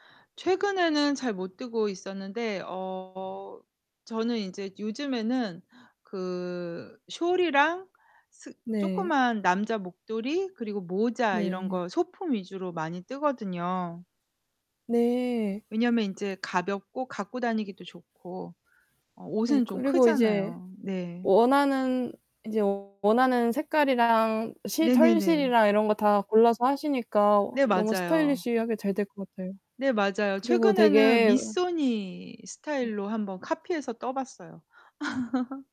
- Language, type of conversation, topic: Korean, unstructured, 요즘 가장 즐겨 하는 취미는 무엇인가요?
- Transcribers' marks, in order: distorted speech; static; laugh